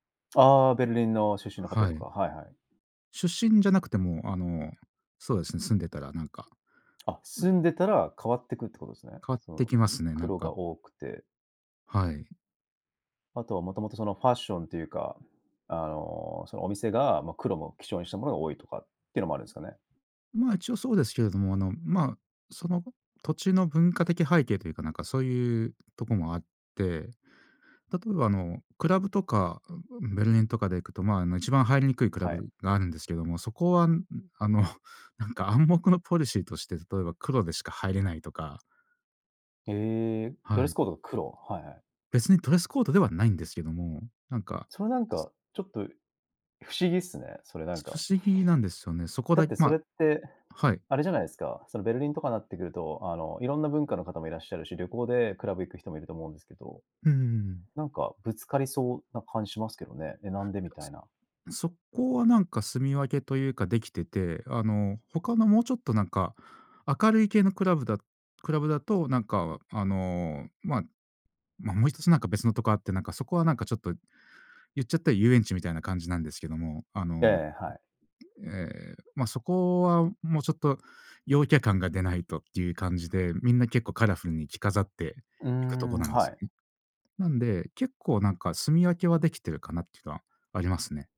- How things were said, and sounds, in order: tapping
- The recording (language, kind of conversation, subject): Japanese, podcast, 文化的背景は服選びに表れると思いますか？
- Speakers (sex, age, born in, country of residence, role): male, 35-39, Japan, Japan, host; male, 40-44, Japan, Japan, guest